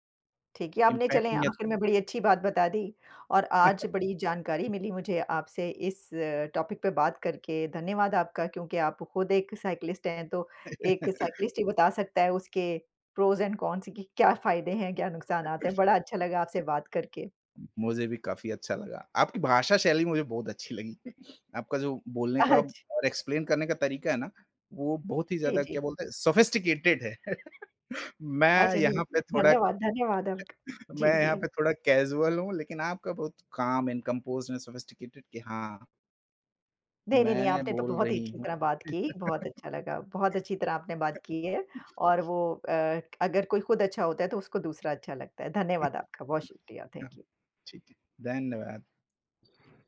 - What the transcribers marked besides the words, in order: other background noise; chuckle; in English: "टॉपिक"; in English: "साइक्लिस्ट"; in English: "साइक्लिस्ट"; chuckle; in English: "प्रोस एंड कॉन्स"; chuckle; chuckle; laughing while speaking: "अच्छ"; in English: "एक्सप्लेन"; in English: "सोफिस्टिकेटेड"; chuckle; in English: "कैजुअल"; in English: "काल्म एंड कंपोज्ड एंड सोफिस्टिकेटेड"; chuckle; chuckle; tapping; other noise; in English: "थैंक यू"
- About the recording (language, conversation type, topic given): Hindi, unstructured, आपकी राय में साइकिल चलाना और दौड़ना—इनमें से अधिक रोमांचक क्या है?
- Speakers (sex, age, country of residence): female, 50-54, United States; male, 30-34, India